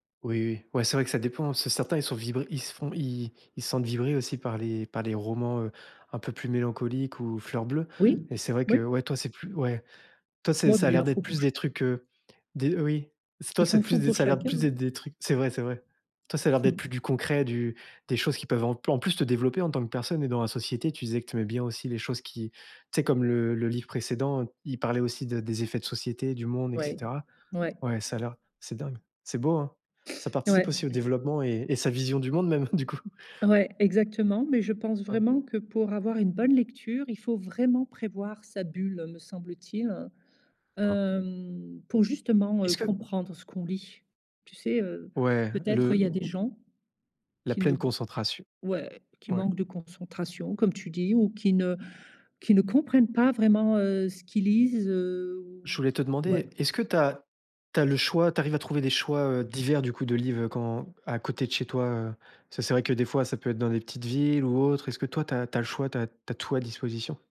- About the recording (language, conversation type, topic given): French, podcast, Comment fais-tu pour te mettre dans ta bulle quand tu lis un livre ?
- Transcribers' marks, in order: other background noise; chuckle; chuckle; stressed: "comprennent pas"